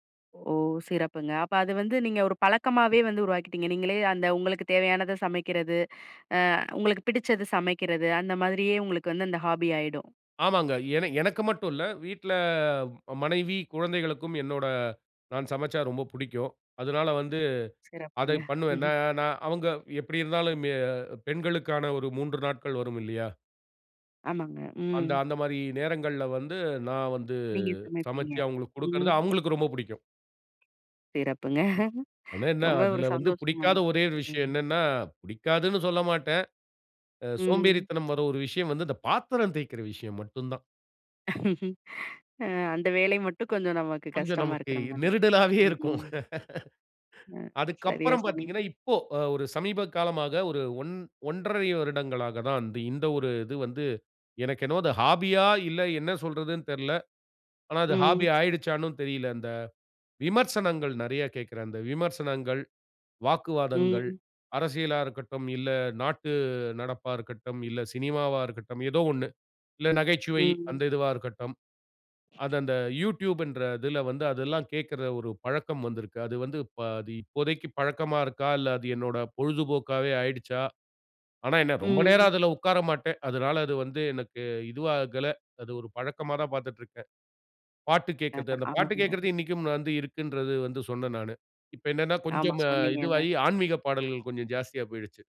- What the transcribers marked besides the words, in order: tapping; in English: "ஹாபி"; chuckle; other noise; chuckle; other background noise; chuckle; laugh; in English: "ஹாபி"; in English: "ஹாபியா"; other street noise
- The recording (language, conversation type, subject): Tamil, podcast, ஒரு பொழுதுபோக்கை நீங்கள் எப்படி தொடங்கினீர்கள்?